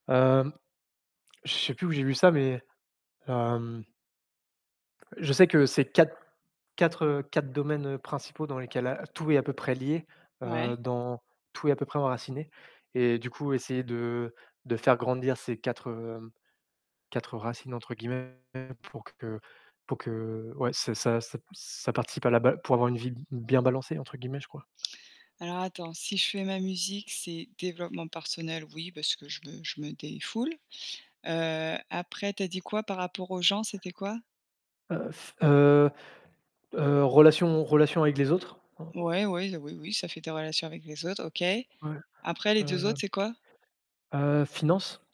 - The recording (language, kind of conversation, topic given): French, unstructured, As-tu une passion que tu aimerais transformer en métier ?
- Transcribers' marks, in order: distorted speech; tapping; other noise